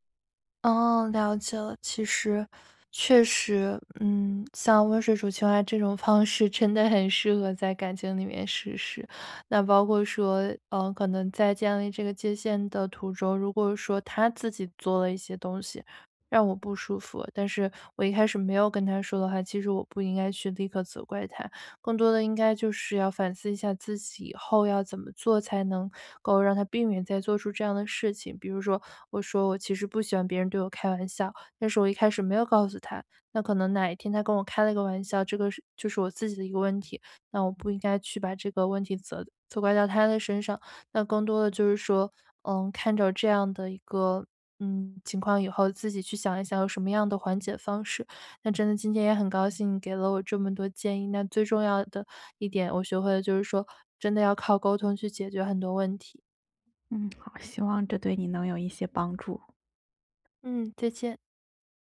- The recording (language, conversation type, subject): Chinese, advice, 我该如何在新关系中设立情感界限？
- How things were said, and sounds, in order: none